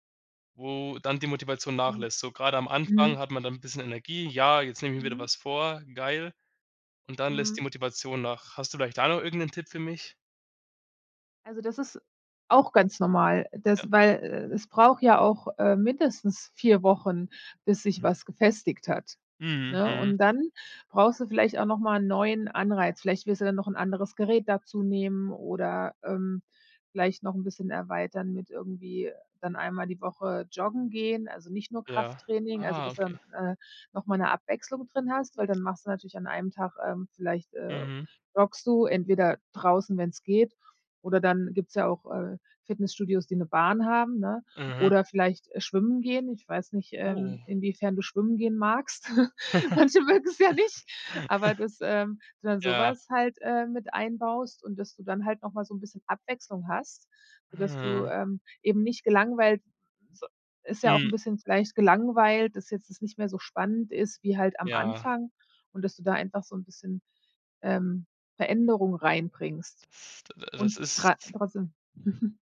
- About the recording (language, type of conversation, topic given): German, advice, Warum fehlt mir die Motivation, regelmäßig Sport zu treiben?
- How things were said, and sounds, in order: giggle; laugh; laughing while speaking: "Manche mögen‘s ja nicht"; chuckle